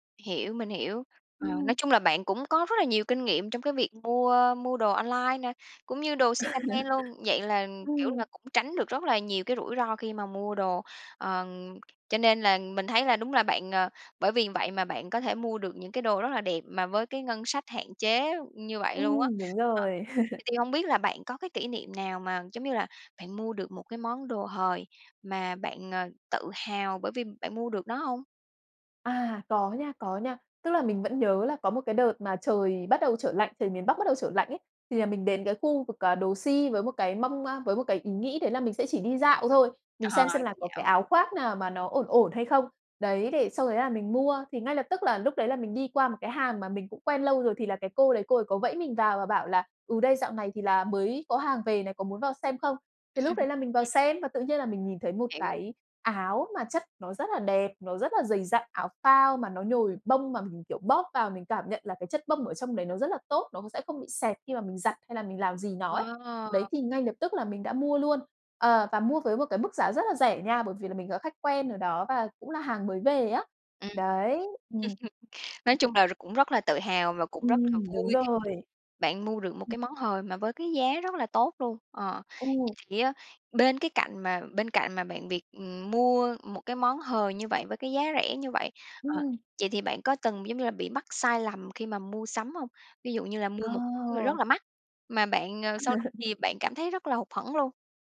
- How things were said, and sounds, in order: tapping; chuckle; in English: "secondhand"; other background noise; chuckle; laughing while speaking: "Ờ"; chuckle; chuckle; unintelligible speech; chuckle
- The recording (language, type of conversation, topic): Vietnamese, podcast, Bạn có bí quyết nào để mặc đẹp mà vẫn tiết kiệm trong điều kiện ngân sách hạn chế không?